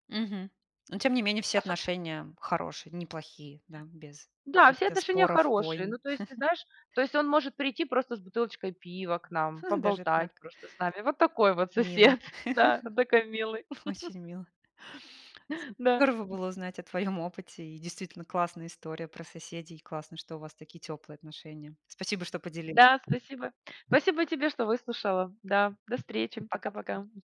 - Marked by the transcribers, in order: chuckle; chuckle; giggle; laughing while speaking: "очень мило"; laughing while speaking: "сосед"; giggle; laughing while speaking: "Да"; tapping
- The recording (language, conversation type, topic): Russian, podcast, Что делает соседство по‑настоящему тёплым для людей?